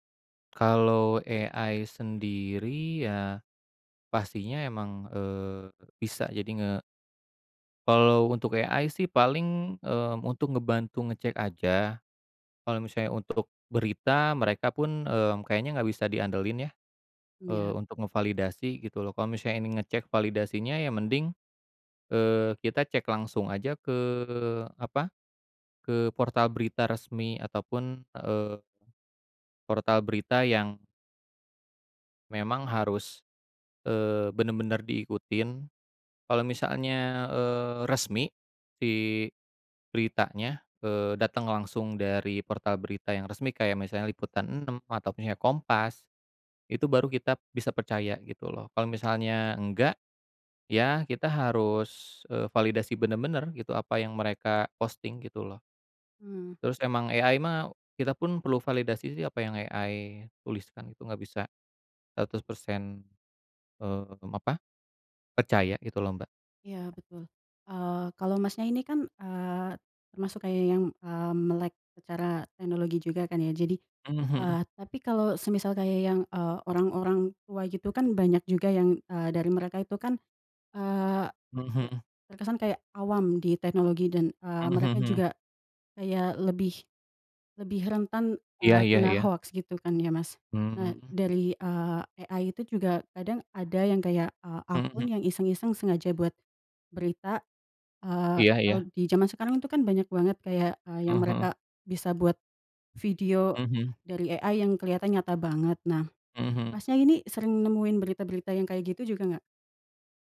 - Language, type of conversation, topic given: Indonesian, unstructured, Bagaimana menurutmu media sosial memengaruhi berita saat ini?
- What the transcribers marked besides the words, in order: in English: "AI"; in English: "AI"; other background noise; in English: "AI"; in English: "AI"; tapping; in English: "AI"; in English: "AI"